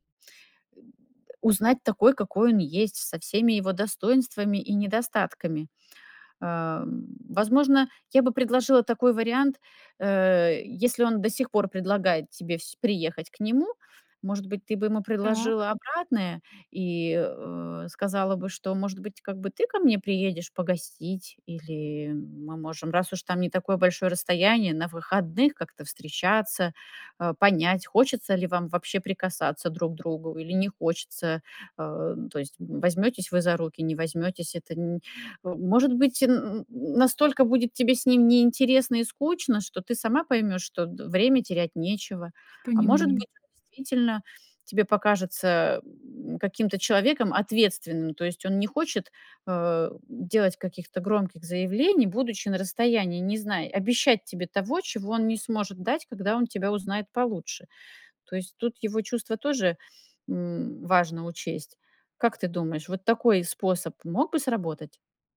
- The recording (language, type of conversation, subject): Russian, advice, Как мне решить, стоит ли расстаться или взять перерыв в отношениях?
- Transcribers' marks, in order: other background noise; grunt